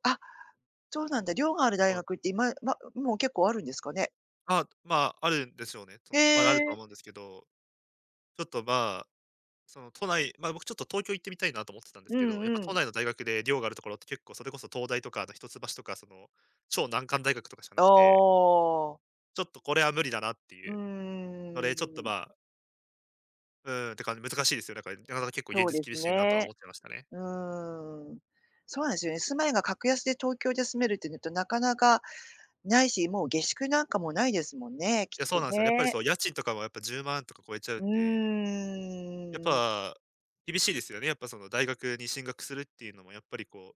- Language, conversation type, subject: Japanese, advice, 学校に戻って学び直すべきか、どう判断すればよいですか？
- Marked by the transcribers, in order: none